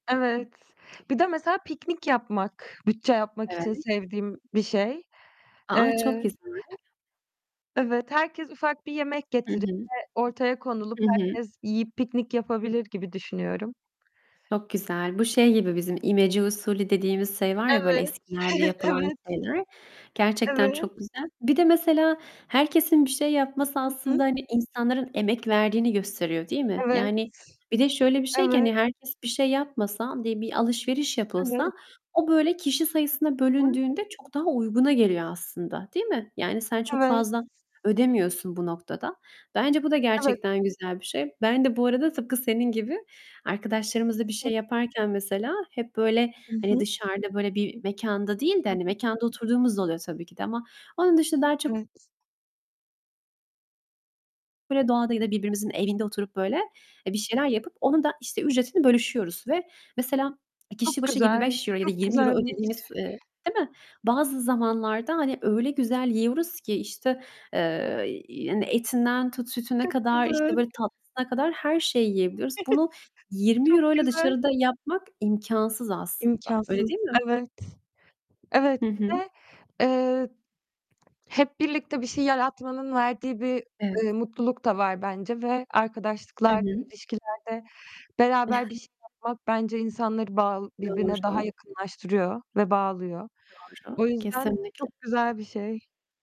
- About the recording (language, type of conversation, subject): Turkish, unstructured, Bütçe yapmak hayatını nasıl değiştirir?
- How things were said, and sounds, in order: other background noise; distorted speech; static; giggle; unintelligible speech; joyful: "Çok güzel"; chuckle; chuckle